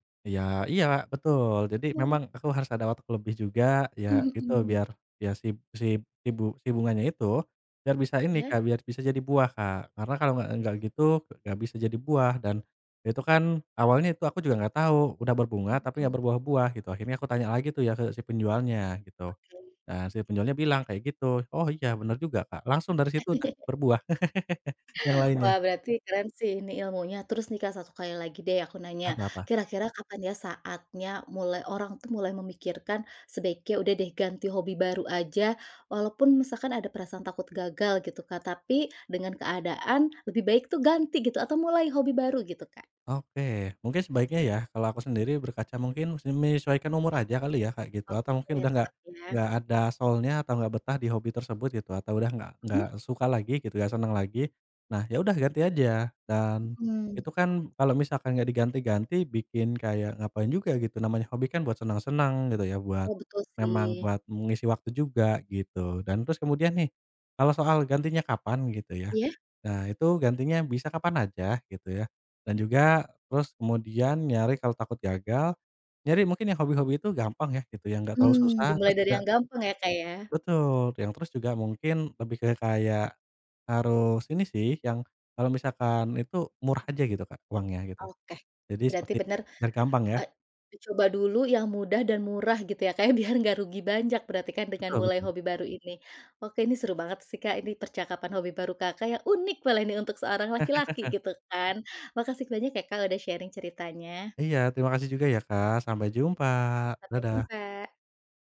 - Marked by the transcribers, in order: other background noise; chuckle; laugh; in English: "soul-nya"; laughing while speaking: "Biar"; "banyak" said as "banjak"; stressed: "unik"; chuckle; in English: "sharing"
- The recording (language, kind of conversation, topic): Indonesian, podcast, Bagaimana cara memulai hobi baru tanpa takut gagal?